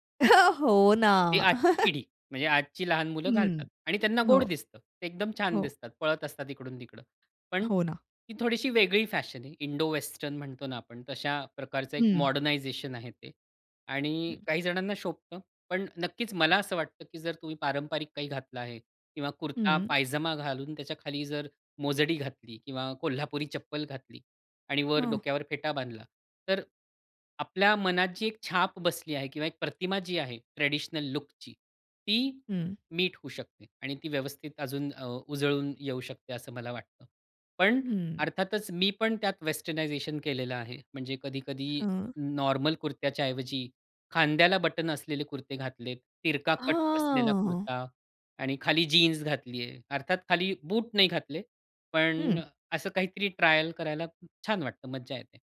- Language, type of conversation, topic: Marathi, podcast, सोशल मीडियामुळे तुमच्या कपड्यांच्या पसंतीत बदल झाला का?
- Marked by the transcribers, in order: chuckle; in English: "मॉडर्नायझेशन"; other background noise; tapping; in English: "वेस्टर्नायझेशन"; drawn out: "हां"